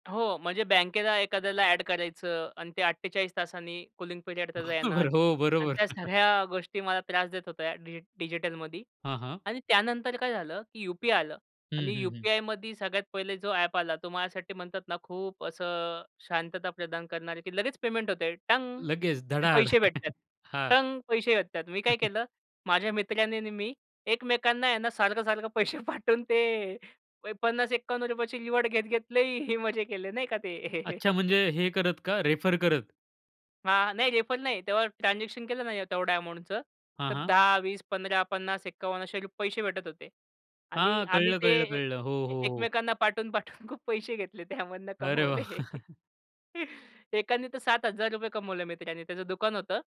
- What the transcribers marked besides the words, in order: in English: "कूलिंग पिरियड"; chuckle; laughing while speaking: "सगळ्या"; put-on voice: "टंग!"; chuckle; put-on voice: "टंग!"; chuckle; laughing while speaking: "पैसे पाठवून ते अ, पन्नास … नाही का ते"; in English: "रिवॉर्ड"; "खूप" said as "लई"; chuckle; laughing while speaking: "पाठवून-पाठवून खूप पैसे घेतले, त्यामधन कमवले"; chuckle
- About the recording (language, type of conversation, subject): Marathi, podcast, डिजिटल पेमेंटमुळे तुमच्या खर्चाच्या सवयींमध्ये कोणते बदल झाले?